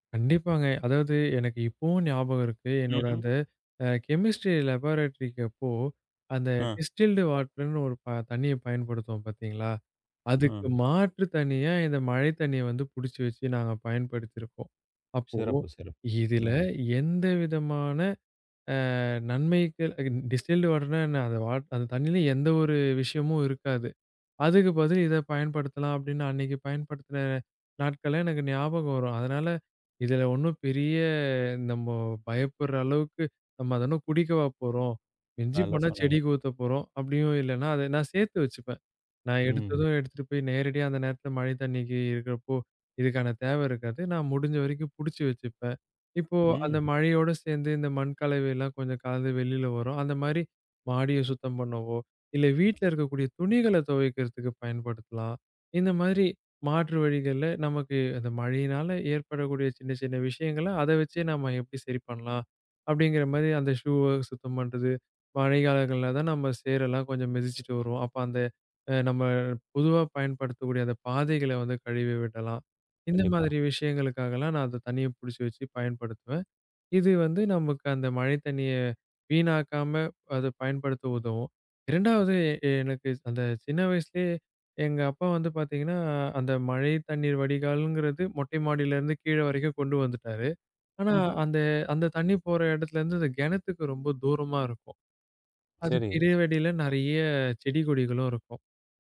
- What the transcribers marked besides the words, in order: in English: "கெமிஸ்ட்ரி லாபரடோரிக்கு"; in English: "டிஸ்டில்டு வாட்டர்ன்னு"; in English: "டிஹிஸ்ல்டு வாட்டர்ன்னா"; other background noise; in English: "ஷூ"
- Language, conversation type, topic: Tamil, podcast, தண்ணீர் சேமிப்புக்கு எளிய வழிகள் என்ன?